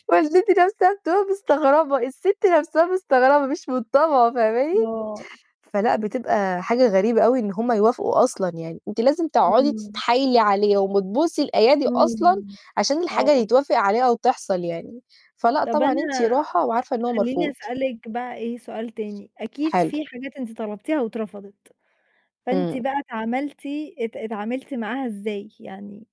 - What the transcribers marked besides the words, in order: laughing while speaking: "والدتي نَفْسها بتبقى مستغربة"; other background noise
- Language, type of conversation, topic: Arabic, unstructured, إزاي تقنع حد من العيلة بفكرة جديدة؟